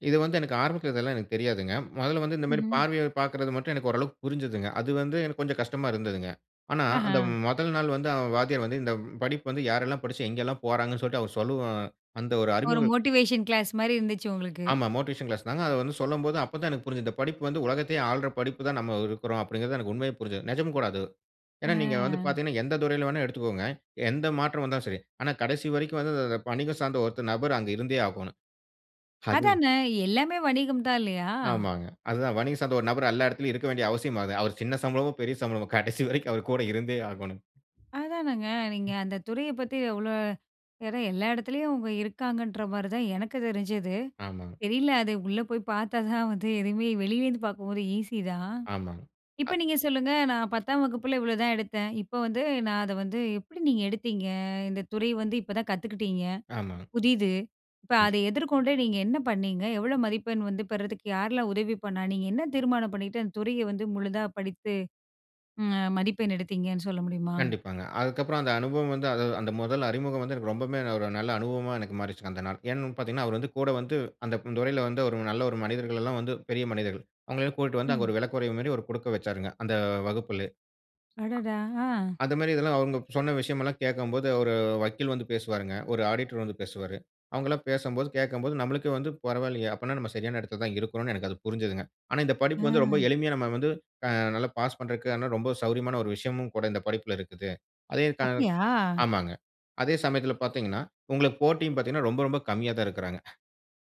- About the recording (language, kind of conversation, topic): Tamil, podcast, மாற்றத்தில் தோல்வி ஏற்பட்டால் நீங்கள் மீண்டும் எப்படித் தொடங்குகிறீர்கள்?
- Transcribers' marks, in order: in English: "மோட்டிவேஷன் கிளாஸ்"; in English: "மோட்டிவேஷன் கிளாஸ்"; laughing while speaking: "கடைசி வரைக்கும் அவர் கூட இருந்தே ஆகோணும்"; other background noise; in English: "ஈஸி"; unintelligible speech